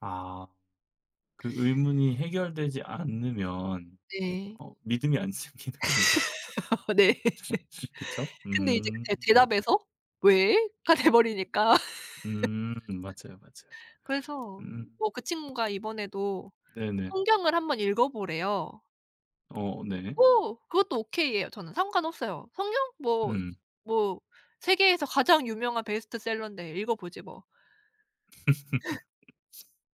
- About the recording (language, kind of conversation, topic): Korean, advice, 결혼 제안을 수락할지 망설이는 상황에서 어떻게 결정해야 할까요?
- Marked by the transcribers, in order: tapping; laugh; laughing while speaking: "생기는군요"; other background noise; laugh; laughing while speaking: "가 돼 버리니까"; laugh; laugh